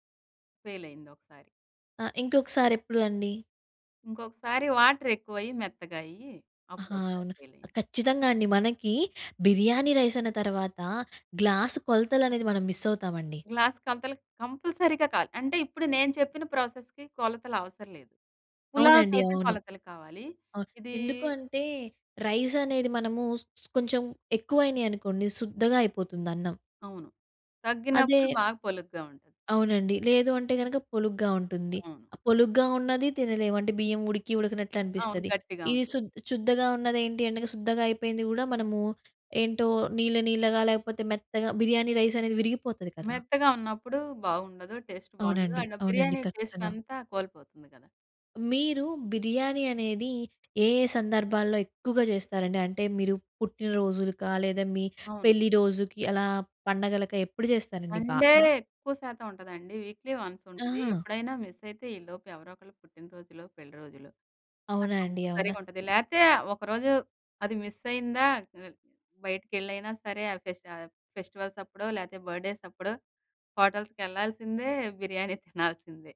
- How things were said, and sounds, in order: in English: "మిస్"; in English: "గ్లాస్"; in English: "కంపల్సరీగా"; "కావాలి" said as "కాలి"; in English: "ప్రాసెస్‌కి"; "శుద్దగా" said as "చుద్ధగా"; in English: "టేస్ట్"; other background noise; in English: "సండే"; in English: "వీక్లీ వన్స్"; in English: "మిస్"; unintelligible speech; in English: "మిస్"; in English: "ఫెస్టివల్స్"; in English: "బర్త్‌డేస్"; in English: "హోటల్స్‌కి"; giggle
- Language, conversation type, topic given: Telugu, podcast, రుచికరమైన స్మృతులు ఏ వంటకంతో ముడిపడ్డాయి?